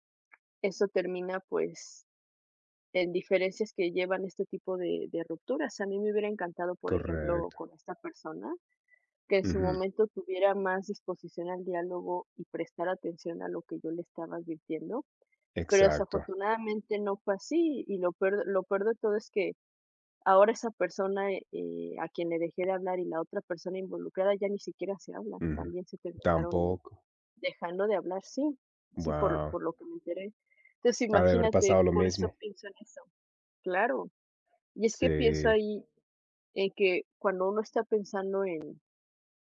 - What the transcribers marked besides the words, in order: other background noise
- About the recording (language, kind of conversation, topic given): Spanish, unstructured, ¿Has perdido una amistad por una pelea y por qué?
- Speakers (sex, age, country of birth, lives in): male, 40-44, United States, United States; other, 30-34, Mexico, Mexico